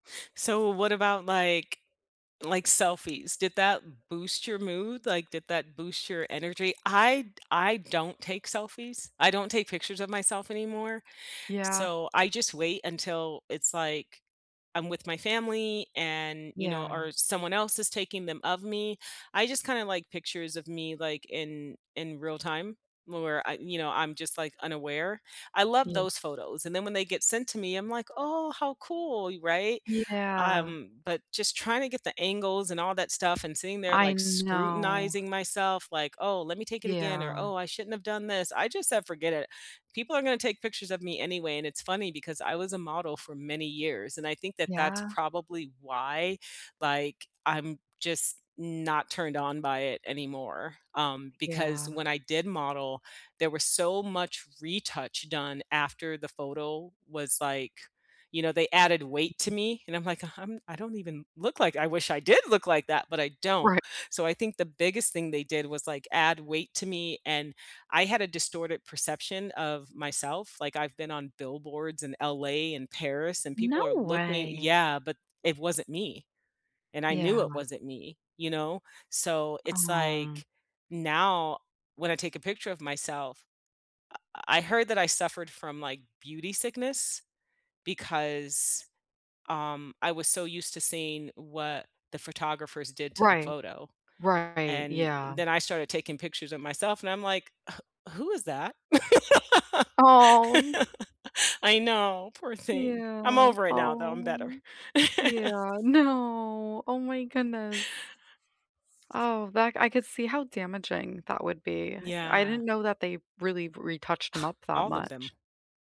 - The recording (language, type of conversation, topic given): English, unstructured, What small daily habits can boost your mood and energy?
- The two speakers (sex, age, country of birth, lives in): female, 30-34, United States, United States; female, 50-54, United States, United States
- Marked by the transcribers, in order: tapping; other background noise; laugh; chuckle; scoff